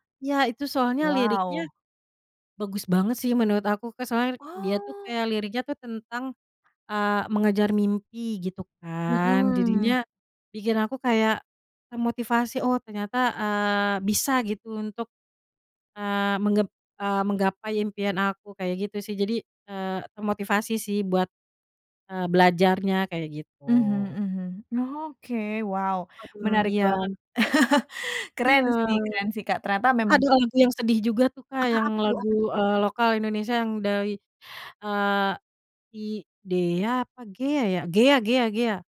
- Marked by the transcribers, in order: chuckle
- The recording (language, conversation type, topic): Indonesian, podcast, Bagaimana perubahan suasana hatimu memengaruhi musik yang kamu dengarkan?